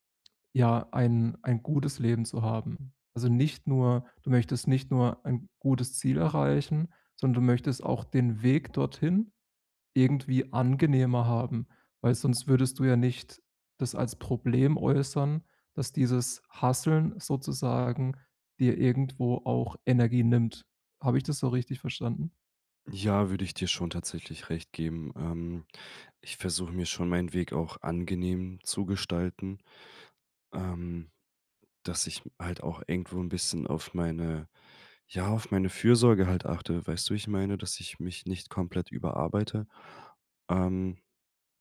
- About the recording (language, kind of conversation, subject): German, advice, Wie finde ich heraus, welche Werte mir wirklich wichtig sind?
- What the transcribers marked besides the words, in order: in English: "hustlen"